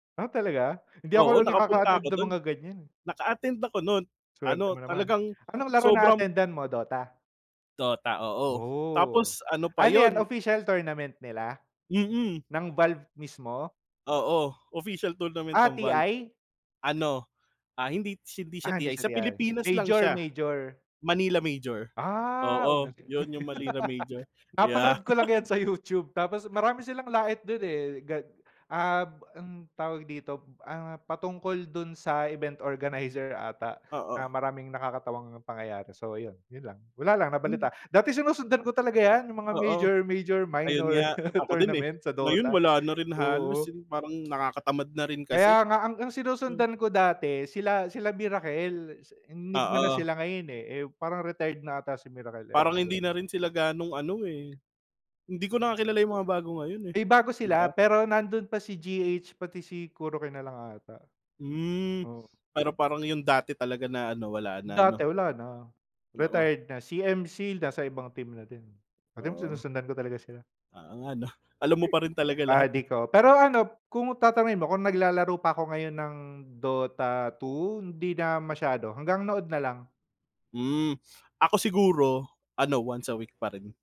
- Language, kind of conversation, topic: Filipino, unstructured, Ano ang mas nakakaengganyo para sa iyo: paglalaro ng palakasan o mga larong bidyo?
- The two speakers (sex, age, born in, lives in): male, 25-29, Philippines, Philippines; male, 30-34, Philippines, Philippines
- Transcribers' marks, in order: other background noise; laugh; "Manila" said as "Malina"; laughing while speaking: "sa YouTube"; laugh; laugh; "tignan mo" said as "tigmo"; chuckle